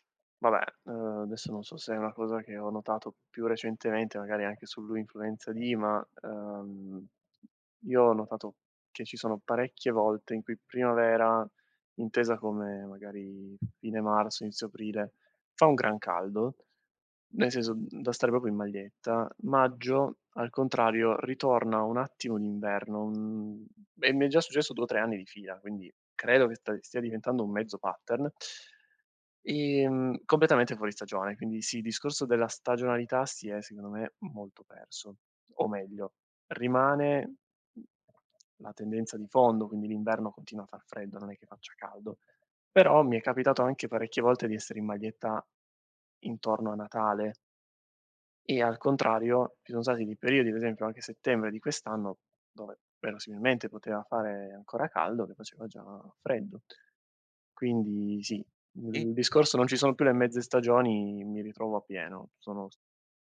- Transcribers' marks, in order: tapping; "proprio" said as "propio"; in English: "pattern"; other background noise
- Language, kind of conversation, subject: Italian, podcast, Come fa la primavera a trasformare i paesaggi e le piante?